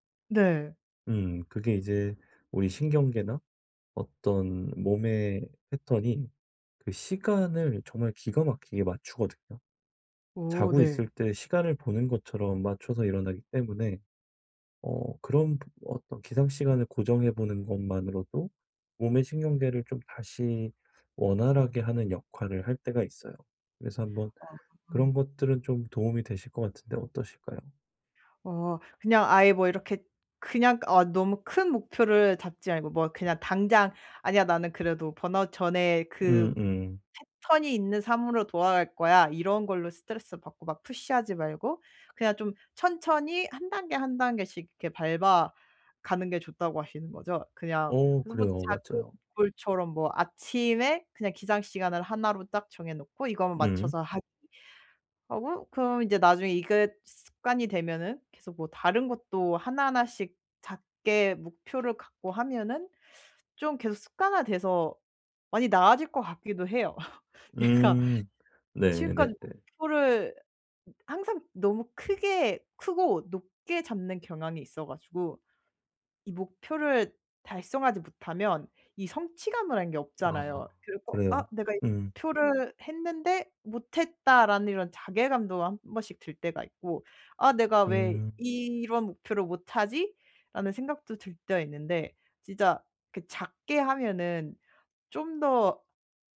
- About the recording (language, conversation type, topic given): Korean, advice, 요즘 지루함과 번아웃을 어떻게 극복하면 좋을까요?
- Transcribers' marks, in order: in English: "푸시"; in English: "골"; laugh; laughing while speaking: "제가"; other background noise